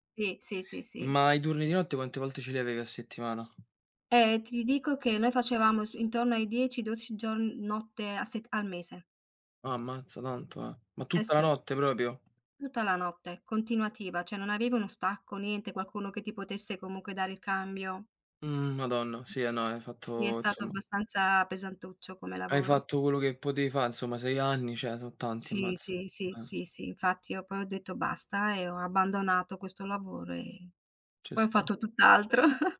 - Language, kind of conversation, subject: Italian, unstructured, Qual è stata la tua più grande soddisfazione economica?
- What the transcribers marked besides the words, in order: tapping; other background noise; "proprio" said as "propio"; chuckle